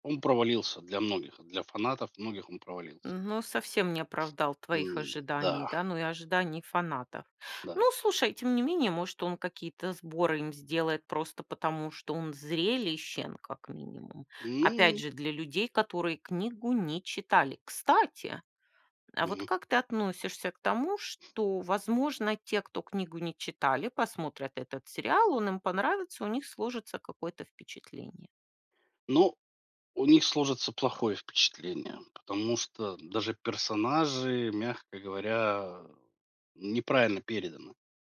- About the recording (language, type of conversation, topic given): Russian, podcast, Что делает экранизацию книги удачной?
- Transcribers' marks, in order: none